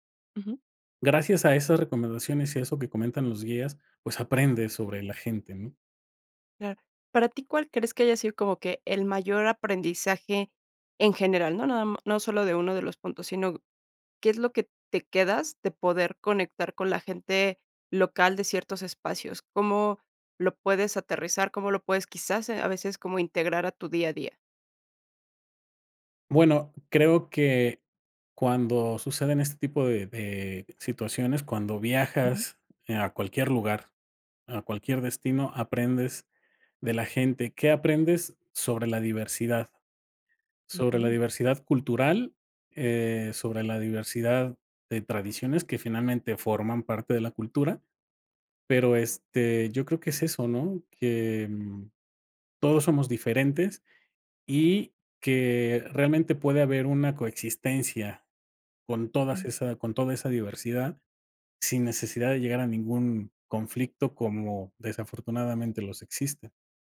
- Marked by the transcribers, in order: none
- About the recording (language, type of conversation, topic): Spanish, podcast, ¿Qué aprendiste sobre la gente al viajar por distintos lugares?